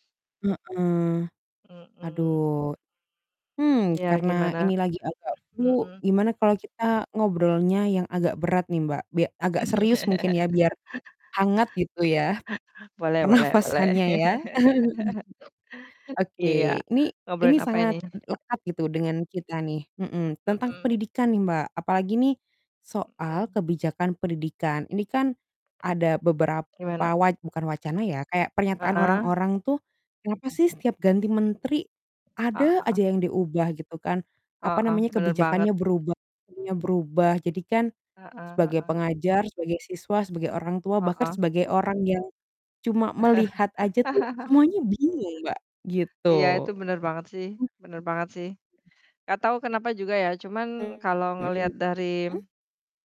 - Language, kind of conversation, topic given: Indonesian, unstructured, Mengapa kebijakan pendidikan sering berubah-ubah dan membingungkan?
- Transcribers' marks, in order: distorted speech; other background noise; chuckle; laughing while speaking: "pernapasannya"; chuckle; laugh; tapping; unintelligible speech; chuckle; other noise